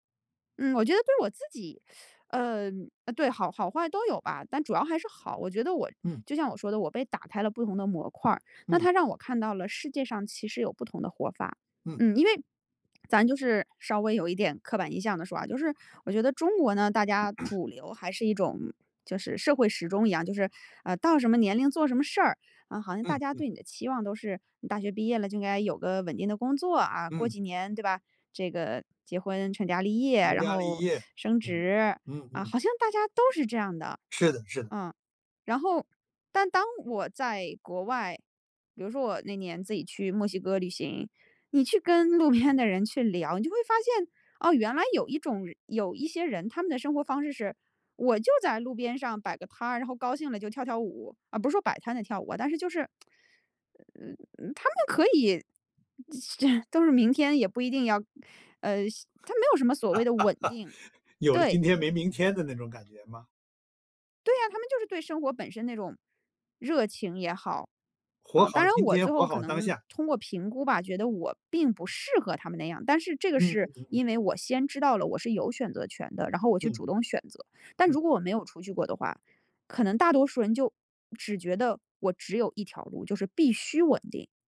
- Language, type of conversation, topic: Chinese, podcast, 混合文化背景对你意味着什么？
- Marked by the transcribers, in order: teeth sucking; tapping; swallow; throat clearing; laughing while speaking: "边"; tsk; chuckle; laugh; stressed: "必须"